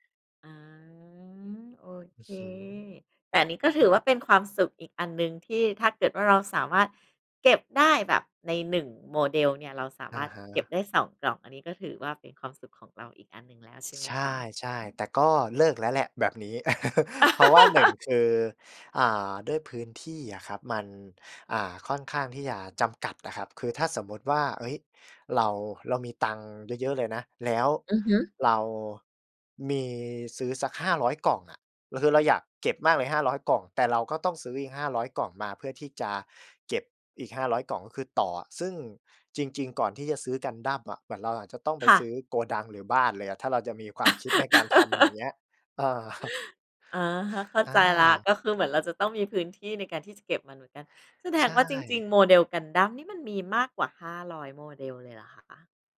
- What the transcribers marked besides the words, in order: drawn out: "อา"; chuckle; laugh; laugh; chuckle
- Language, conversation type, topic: Thai, podcast, อะไรคือความสุขเล็กๆ ที่คุณได้จากการเล่นหรือการสร้างสรรค์ผลงานของคุณ?